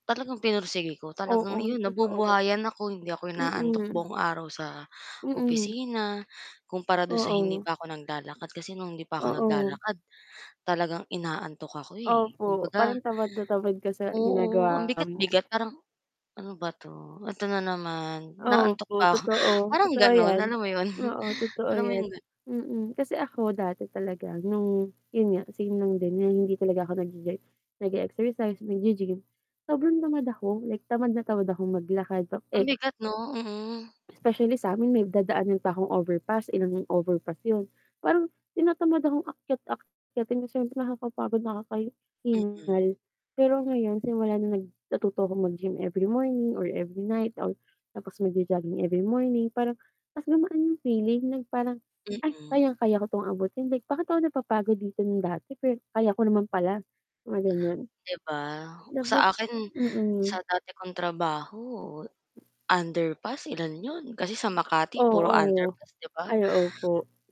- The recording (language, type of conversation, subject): Filipino, unstructured, Ano ang ginagawa mo para simulan ang araw nang masigla?
- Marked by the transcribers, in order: distorted speech; static; inhale; gasp; laughing while speaking: "parang gano'n? Alam mo yon?"; in English: "jogging every morning"